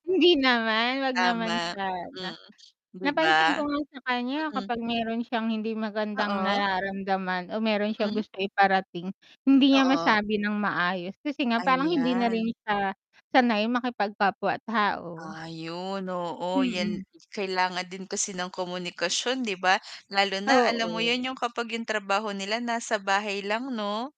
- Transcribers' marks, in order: other background noise; static; mechanical hum
- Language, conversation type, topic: Filipino, unstructured, Paano mo ipinaglalaban ang sarili mo kapag hindi patas ang pagtrato sa iyo?
- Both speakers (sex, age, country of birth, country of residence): female, 25-29, Philippines, Philippines; female, 35-39, Philippines, Philippines